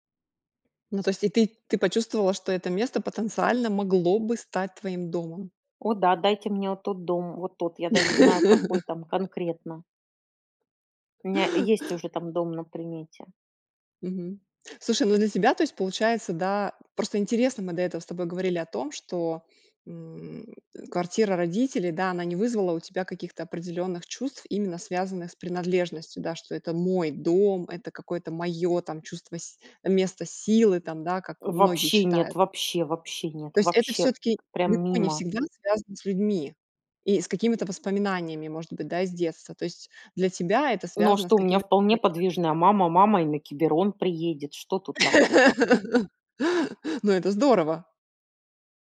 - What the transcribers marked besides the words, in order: laugh; tapping; unintelligible speech; laugh
- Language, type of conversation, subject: Russian, podcast, Расскажи о месте, где ты чувствовал(а) себя чужим(ой), но тебя приняли как своего(ю)?